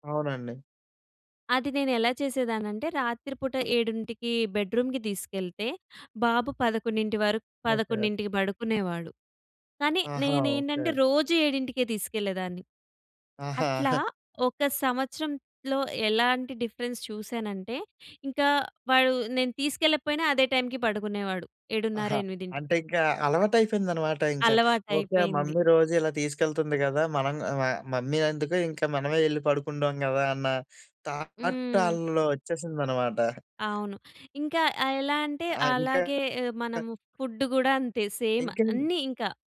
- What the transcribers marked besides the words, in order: in English: "బెడ్రూమ్‌కి"; giggle; in English: "డిఫరెన్స్"; in English: "మమ్మీ"; in English: "మమ్మీ"; in English: "థాట్"; other noise; in English: "సేమ్"
- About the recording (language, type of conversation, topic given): Telugu, podcast, రోజూ చేసే చిన్న అలవాట్లు మీ సృజనాత్మకతకు ఎలా తోడ్పడతాయి?